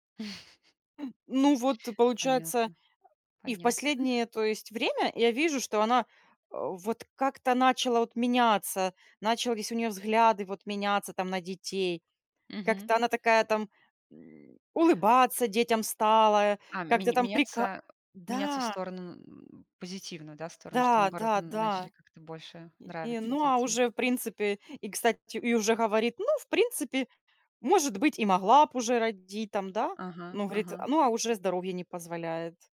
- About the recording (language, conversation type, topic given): Russian, unstructured, Как вы относитесь к дружбе с людьми, которые вас не понимают?
- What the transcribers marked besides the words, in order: chuckle; tapping; inhale